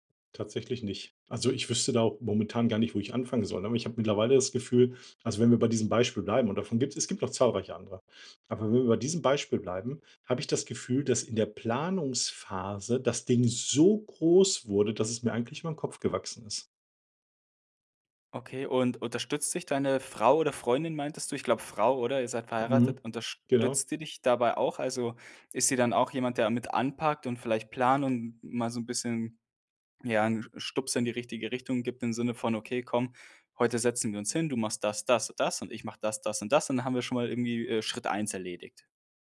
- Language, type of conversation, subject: German, advice, Warum fällt es dir schwer, langfristige Ziele konsequent zu verfolgen?
- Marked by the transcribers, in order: stressed: "so"